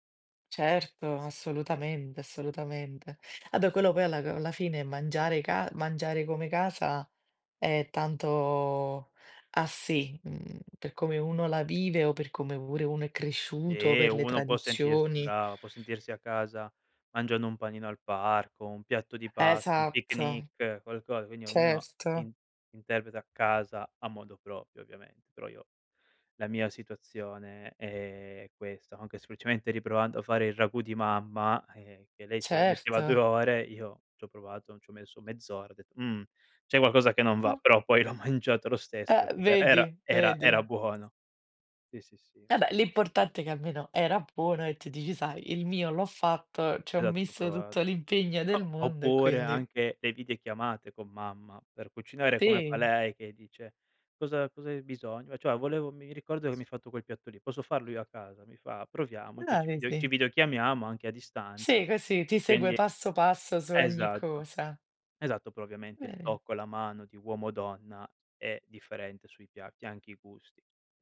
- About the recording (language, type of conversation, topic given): Italian, podcast, Che cosa significa davvero per te “mangiare come a casa”?
- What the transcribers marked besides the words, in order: unintelligible speech; other background noise; "vedi" said as "vesdi"; tapping